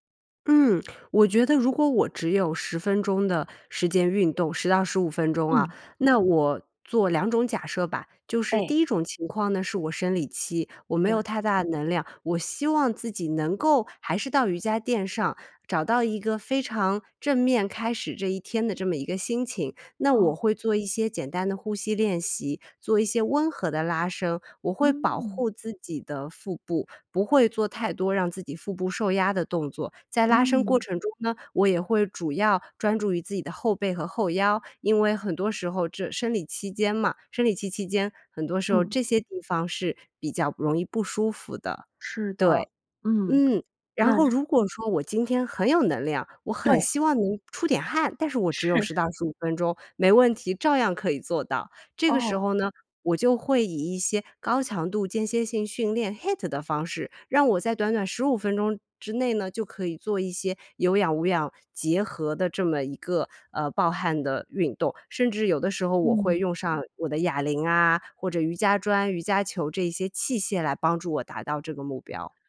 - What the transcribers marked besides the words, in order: other background noise; joyful: "没问题，照样可以做到"
- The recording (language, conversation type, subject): Chinese, podcast, 说说你的晨间健康习惯是什么？